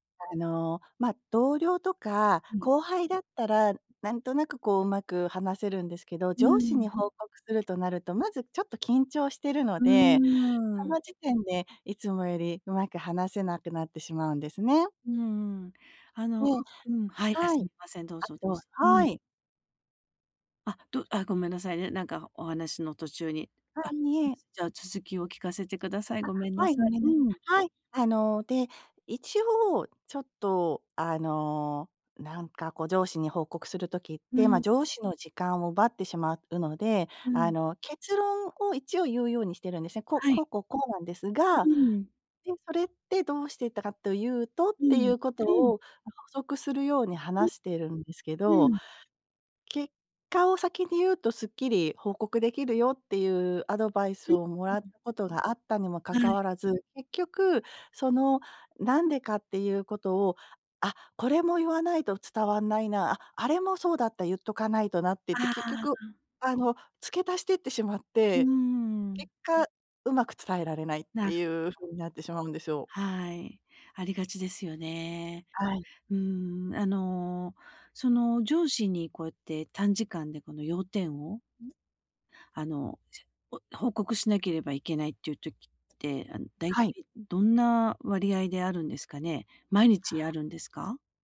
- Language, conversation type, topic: Japanese, advice, 短時間で要点を明確に伝えるにはどうすればよいですか？
- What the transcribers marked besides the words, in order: tapping; other noise